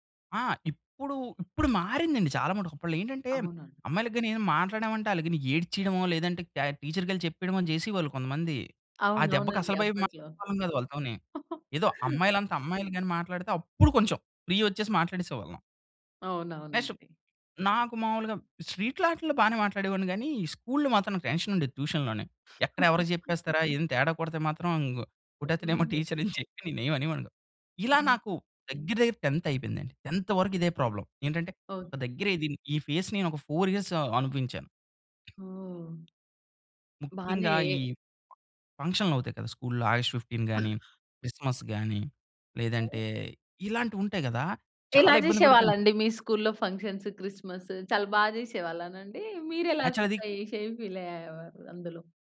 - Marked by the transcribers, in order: in English: "టీచర్‌కెళ్ళి"; chuckle; in English: "ఫ్రీ"; in English: "నెక్స్ట్"; in English: "స్కూల్‌లో"; in English: "టెన్షన్"; in English: "ట్యూషన్‌లోనే"; giggle; other noise; in English: "టీచర్"; in English: "టెన్త్"; in English: "టెన్త్"; in English: "ప్రాబ్లమ్"; in English: "ఫేస్"; in English: "ఫోర్ ఇయర్స్"; tapping; in English: "స్కూల్‌లో, ఆగస్ట్ ఫిఫ్టీన్"; in English: "క్రిస్మస్"; in English: "స్కూల్‌లో"; in English: "ఫీల్"; in English: "యాక్చువల్"; in English: "షేమ్ ఫీల్"
- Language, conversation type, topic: Telugu, podcast, మీ ఆత్మవిశ్వాసాన్ని పెంచిన అనుభవం గురించి చెప్పగలరా?